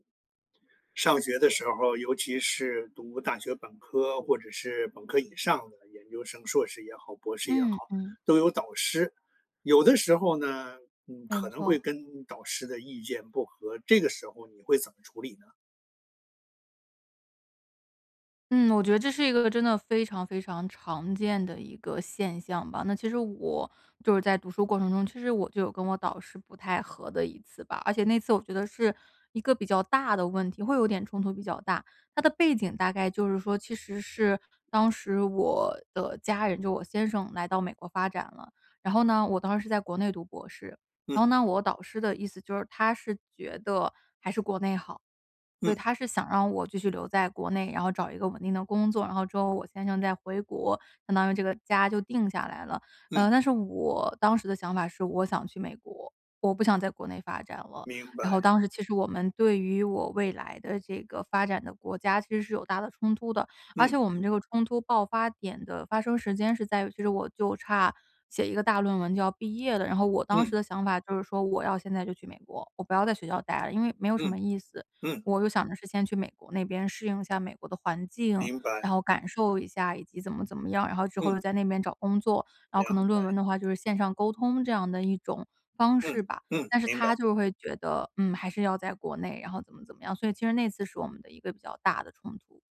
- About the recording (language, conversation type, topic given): Chinese, podcast, 当导师和你意见不合时，你会如何处理？
- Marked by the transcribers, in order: other background noise; "明白" said as "凉白"